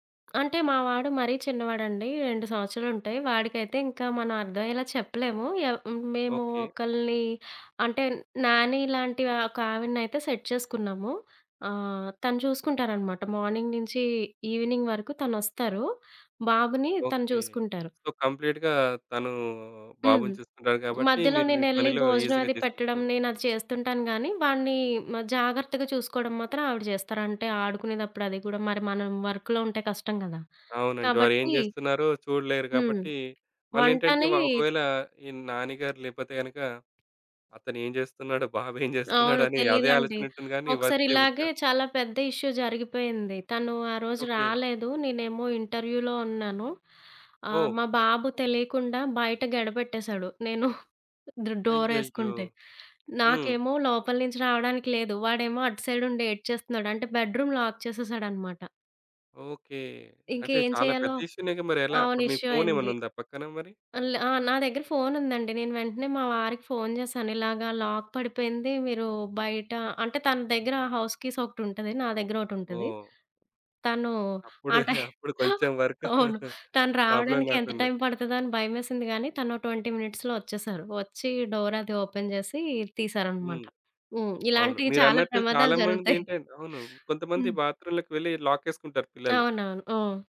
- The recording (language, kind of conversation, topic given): Telugu, podcast, హోమ్ ఆఫీస్‌ను సౌకర్యవంతంగా ఎలా ఏర్పాటు చేయాలి?
- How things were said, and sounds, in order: tapping; in English: "సెట్"; in English: "మార్నింగ్"; in English: "ఈవినింగ్"; in English: "సో, కంప్లీట్‌గా"; in English: "ఈజీగా"; other background noise; in English: "వర్క్‌లో"; in English: "వర్క్"; in English: "ఇష్యూ"; in English: "ఇంటర్వ్యూలో"; in English: "సైడ్"; in English: "బెడ్రూమ్ లాక్"; in English: "ఇష్యూ"; in English: "లాక్"; in English: "హౌస్ కీస్"; chuckle; giggle; in English: "వర్క్ ప్రాబ్లమ్"; chuckle; in English: "ట్వెంటీ మినిట్స్‌లో"; in English: "డోర్"; in English: "ఓపెన్"; in English: "బాత్రూమ్‌లోకి"